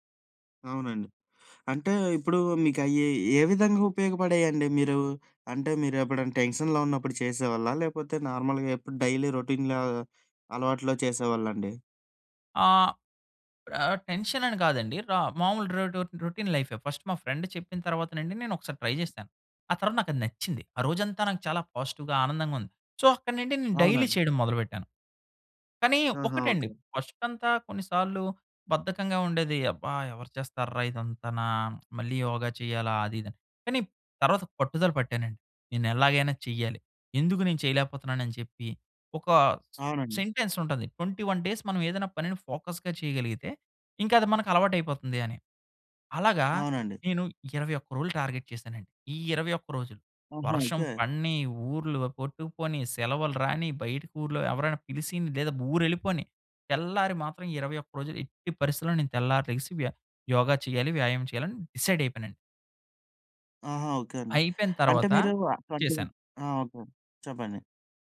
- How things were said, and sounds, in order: in English: "టెన్షన్‌లో"; in English: "నార్మల్‌గా"; in English: "డైలీ రొటీన్‌లా"; in English: "టెన్షన్"; in English: "రొటీన్"; in English: "ఫస్ట్"; in English: "ఫ్రెండ్"; in English: "ట్రై"; in English: "పాజిటివ్‌గా"; in English: "సో"; in English: "డైలీ"; in English: "సెంటెన్స్"; in English: "ట్వెంటీ వన్ డేస్"; in English: "ఫోకస్‌గా"; in English: "టార్గెట్"; in English: "డిసైడ్"; in English: "ట్వెంటీ"
- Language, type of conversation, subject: Telugu, podcast, యోగా చేసి చూడావా, అది నీకు ఎలా అనిపించింది?